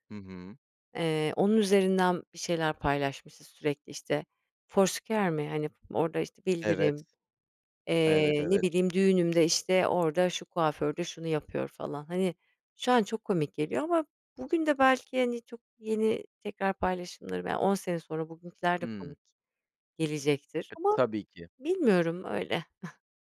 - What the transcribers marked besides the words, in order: other background noise; tapping; unintelligible speech; chuckle
- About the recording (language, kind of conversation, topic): Turkish, podcast, Eski gönderileri silmeli miyiz yoksa saklamalı mıyız?